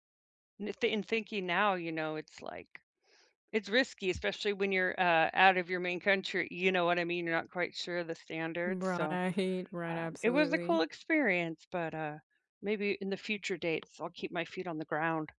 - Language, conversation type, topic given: English, unstructured, What’s your idea of a perfect date?
- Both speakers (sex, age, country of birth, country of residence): female, 45-49, United States, Canada; female, 45-49, United States, United States
- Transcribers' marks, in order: laughing while speaking: "Right"; other background noise